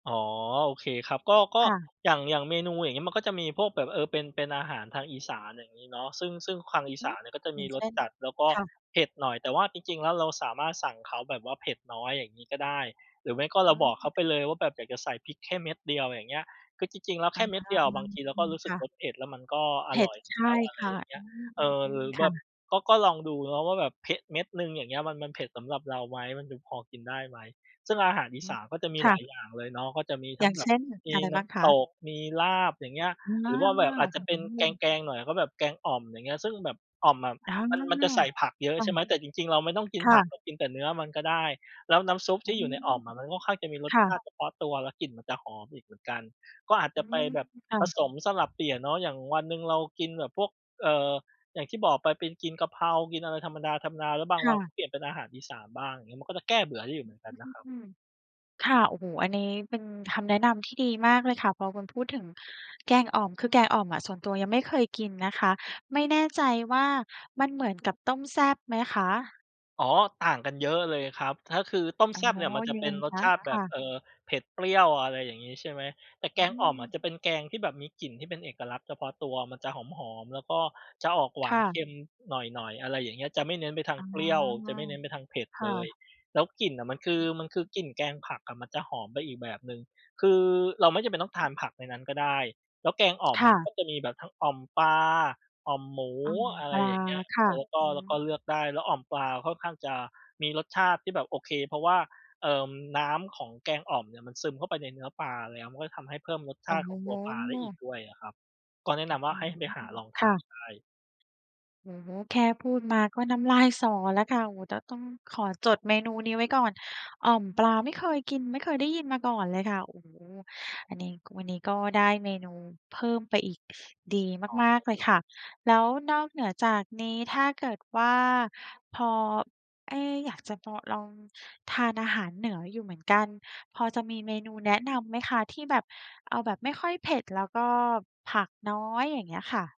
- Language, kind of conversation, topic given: Thai, advice, ทำอย่างไรให้มีเมนูอาหารที่หลากหลายขึ้นเมื่อเริ่มเบื่อเมนูเดิม ๆ?
- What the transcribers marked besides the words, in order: other background noise; tapping; "พริก" said as "เพะ"; background speech